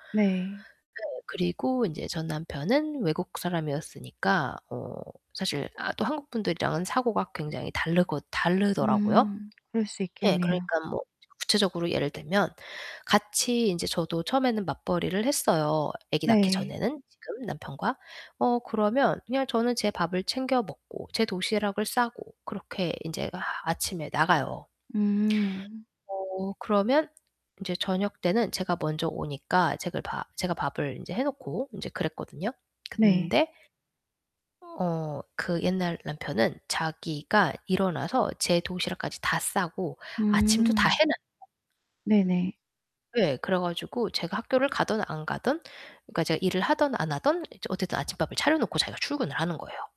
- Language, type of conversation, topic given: Korean, advice, 새로운 연애를 하면서 자꾸 전 연인과 비교하게 되는데, 어떻게 하면 좋을까요?
- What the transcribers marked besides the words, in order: distorted speech; other background noise